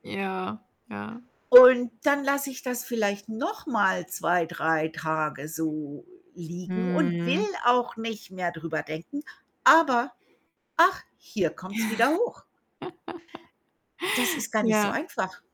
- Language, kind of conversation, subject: German, unstructured, Wie kannst du verhindern, dass ein Streit eskaliert?
- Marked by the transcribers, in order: static; tapping; other background noise; laughing while speaking: "Ja"; laugh